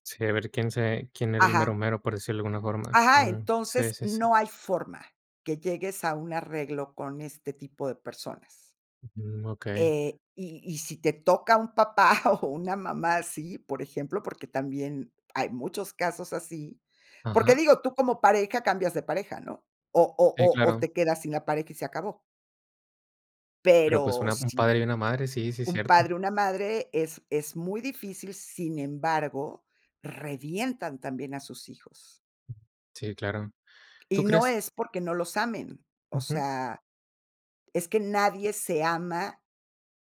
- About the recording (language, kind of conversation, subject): Spanish, podcast, ¿Qué papel juega la vulnerabilidad al comunicarnos con claridad?
- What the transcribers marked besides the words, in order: other background noise; giggle